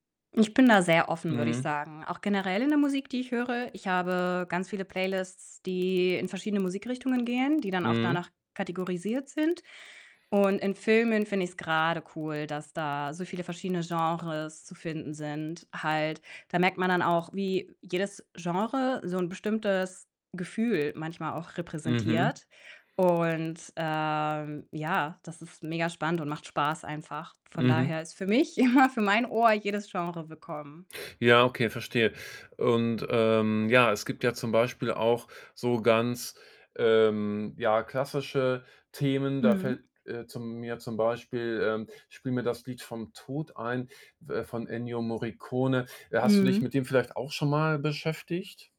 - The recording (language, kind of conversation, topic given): German, podcast, Wie wichtig ist Musik für einen Film, deiner Meinung nach?
- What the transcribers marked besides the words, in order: distorted speech; tapping; static; other background noise; laughing while speaking: "immer"